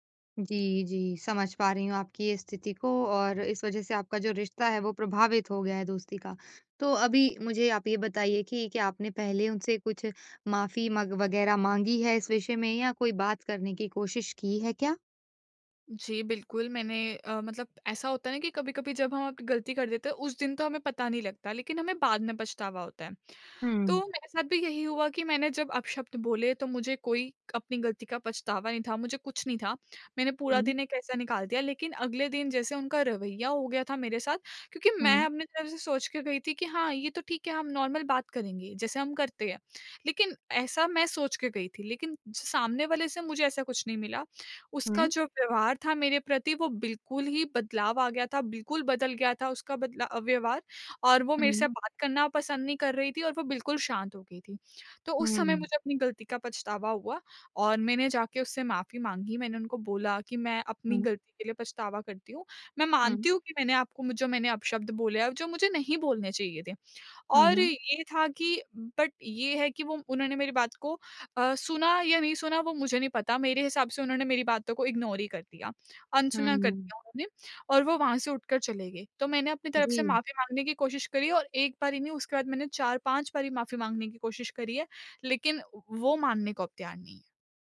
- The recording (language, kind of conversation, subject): Hindi, advice, मैं अपनी गलती ईमानदारी से कैसे स्वीकार करूँ और उसे कैसे सुधारूँ?
- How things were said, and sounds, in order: in English: "नॉर्मल"; in English: "बट"; in English: "इग्नोर"